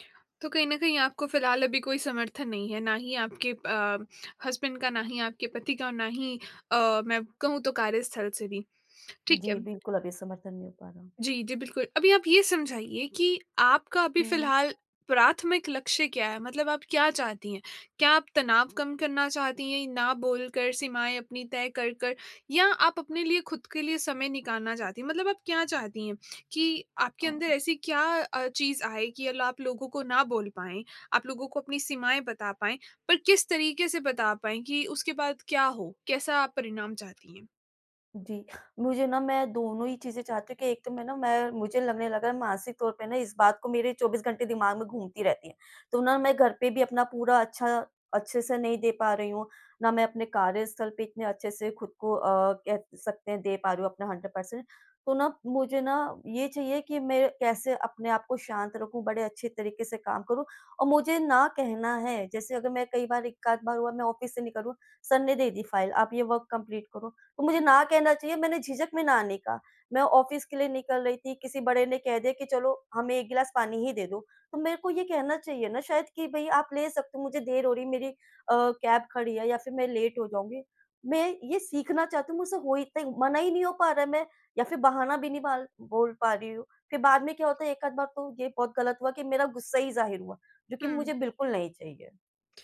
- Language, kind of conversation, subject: Hindi, advice, बॉस और परिवार के लिए सीमाएँ तय करना और 'ना' कहना
- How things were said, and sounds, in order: in English: "हसबैंड"; in English: "हंड्रेड पर्सेंट"; in English: "ऑफ़िस"; in English: "फ़ाइल"; in English: "वर्क कंप्लीट"; in English: "ऑफ़िस"; in English: "कैब"; in English: "लेट"